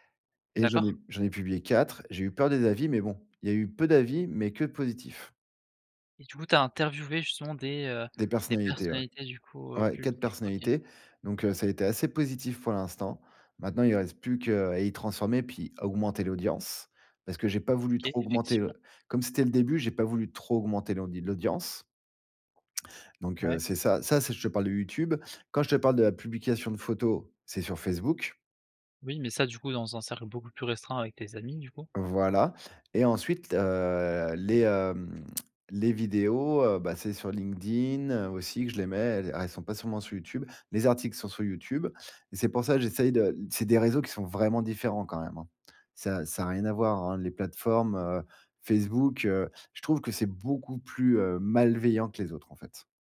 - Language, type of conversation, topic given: French, podcast, Comment gères-tu la peur du jugement avant de publier ?
- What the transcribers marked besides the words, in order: tapping; tsk